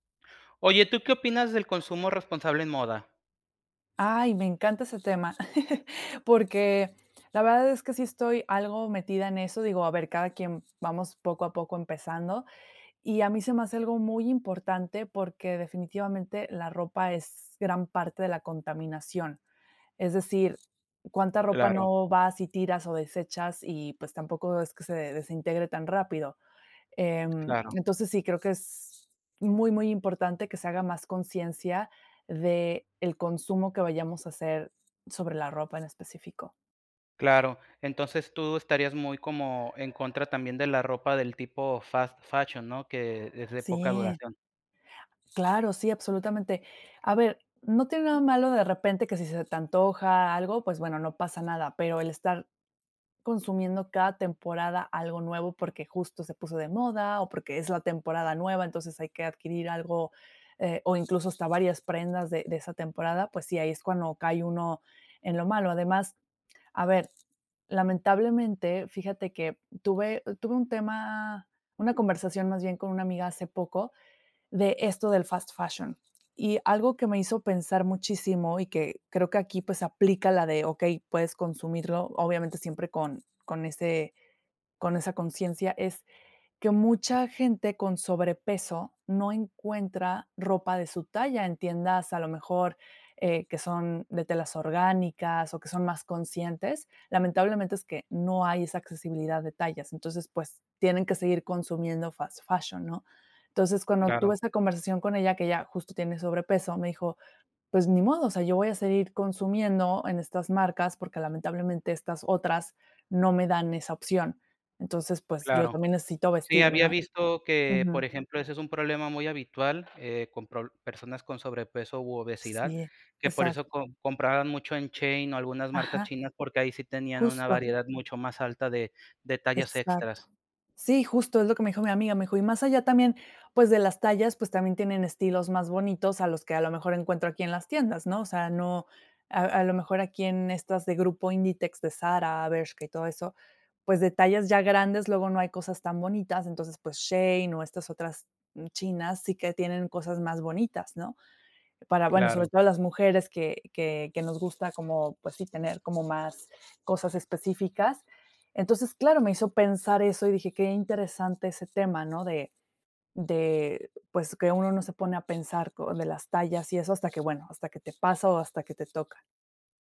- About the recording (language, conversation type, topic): Spanish, podcast, Oye, ¿qué opinas del consumo responsable en la moda?
- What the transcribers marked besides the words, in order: other background noise; chuckle; dog barking; other noise; tapping